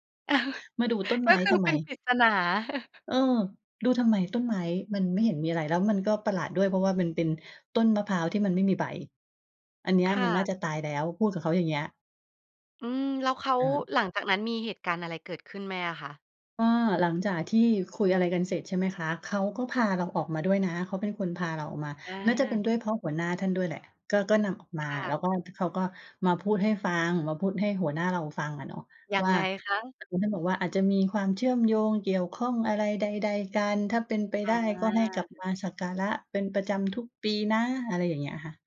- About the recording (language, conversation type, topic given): Thai, podcast, มีสถานที่ไหนที่มีความหมายทางจิตวิญญาณสำหรับคุณไหม?
- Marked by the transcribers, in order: chuckle; laughing while speaking: "ก็คือ"; chuckle